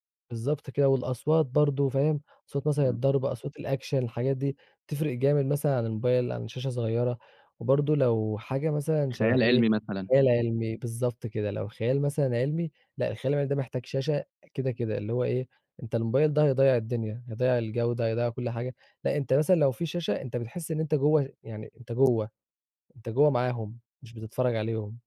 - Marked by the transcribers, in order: in English: "الAction"; tapping
- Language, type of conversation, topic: Arabic, podcast, إزاي بتختار تشوف الفيلم في السينما ولا في البيت؟